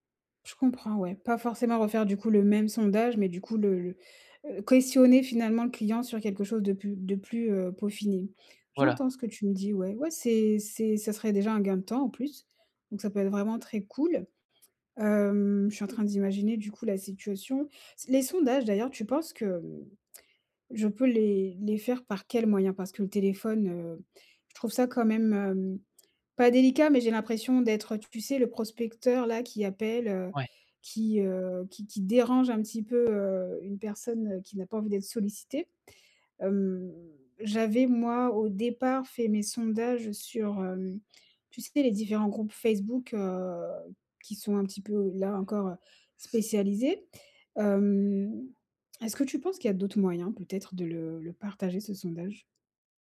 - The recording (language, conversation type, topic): French, advice, Comment trouver un produit qui répond vraiment aux besoins de mes clients ?
- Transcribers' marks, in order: other background noise; tapping; drawn out: "Hem"